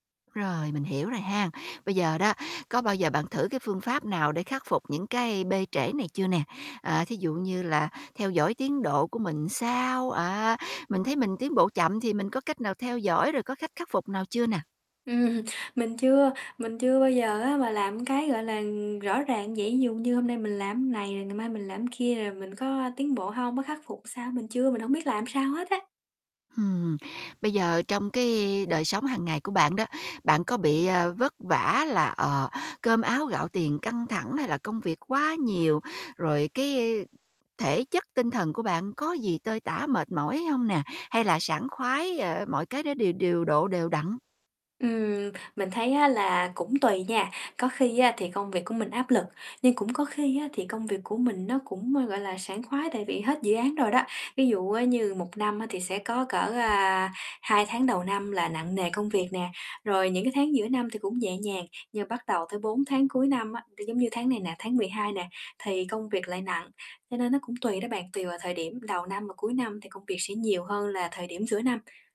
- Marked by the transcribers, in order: static; laughing while speaking: "Ừm"; other background noise; tapping
- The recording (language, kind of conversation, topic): Vietnamese, advice, Tôi cảm thấy tiến bộ rất chậm khi luyện tập kỹ năng sáng tạo; tôi nên làm gì?
- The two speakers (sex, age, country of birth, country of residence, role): female, 25-29, Vietnam, Vietnam, user; female, 45-49, Vietnam, United States, advisor